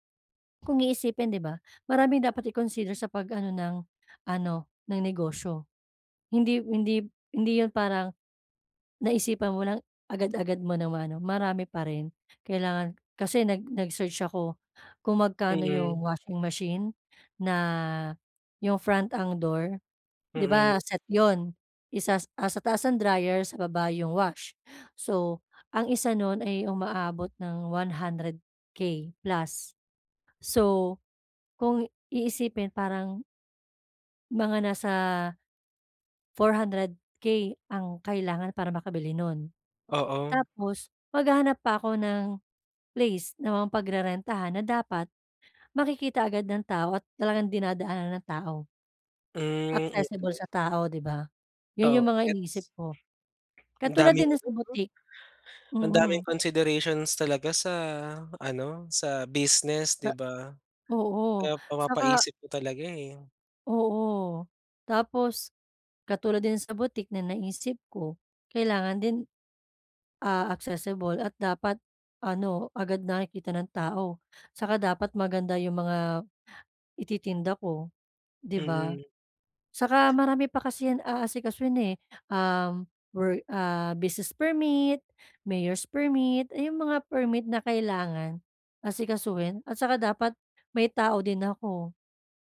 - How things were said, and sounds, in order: tapping
- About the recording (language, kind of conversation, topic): Filipino, advice, Paano ko mapapasimple ang proseso ng pagpili kapag maraming pagpipilian?